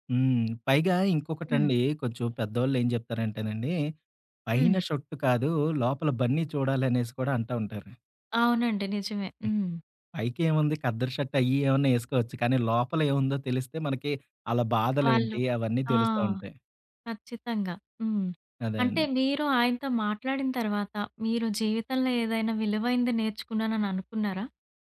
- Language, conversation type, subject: Telugu, podcast, ఒక స్థానిక మార్కెట్‌లో మీరు కలిసిన విక్రేతతో జరిగిన సంభాషణ మీకు ఎలా గుర్తుంది?
- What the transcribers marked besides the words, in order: giggle; other background noise